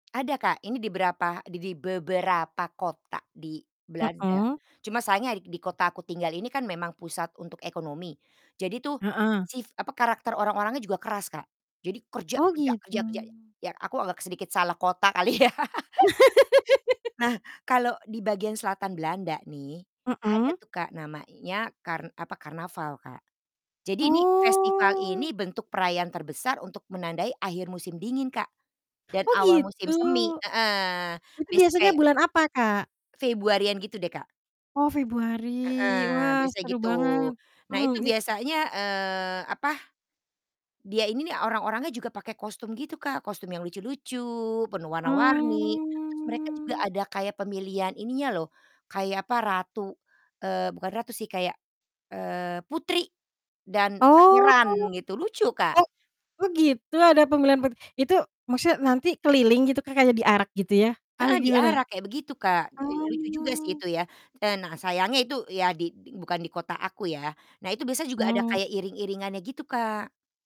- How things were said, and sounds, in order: distorted speech; laugh; other background noise; laughing while speaking: "ya"; laugh; drawn out: "Oh"; drawn out: "Mmm"; drawn out: "Oh"
- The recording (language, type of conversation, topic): Indonesian, podcast, Apakah ada ritual atau tradisi lokal yang berkaitan dengan pergantian musim di daerahmu?